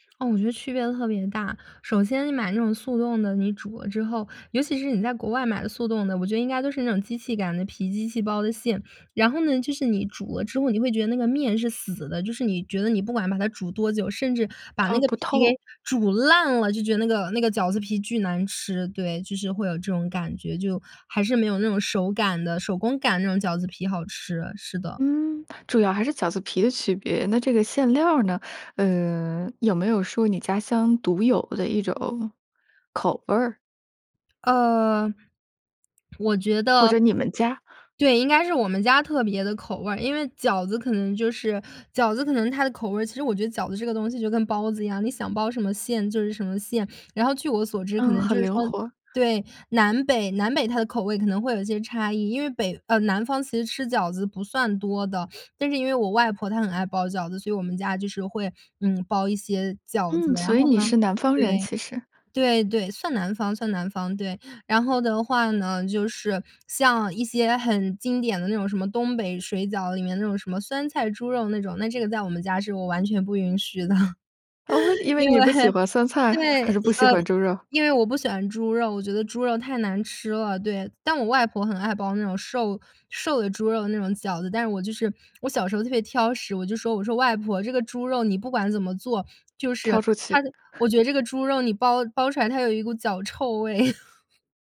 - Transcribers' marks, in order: stressed: "烂"; other background noise; laughing while speaking: "的"; laugh; chuckle; laugh
- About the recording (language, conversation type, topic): Chinese, podcast, 你家乡有哪些与季节有关的习俗？